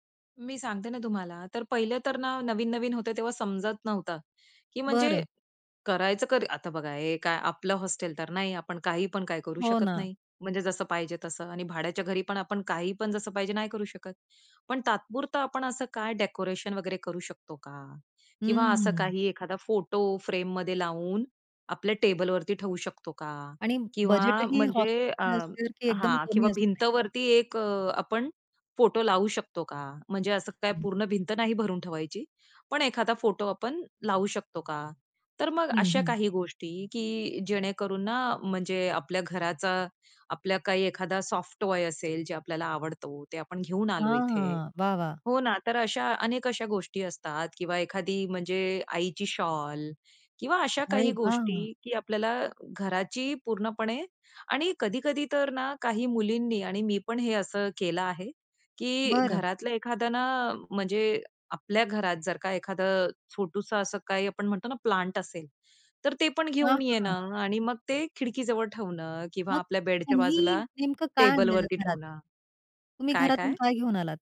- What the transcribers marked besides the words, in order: unintelligible speech; other background noise
- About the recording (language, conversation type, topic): Marathi, podcast, परकं ठिकाण घरासारखं कसं बनवलंस?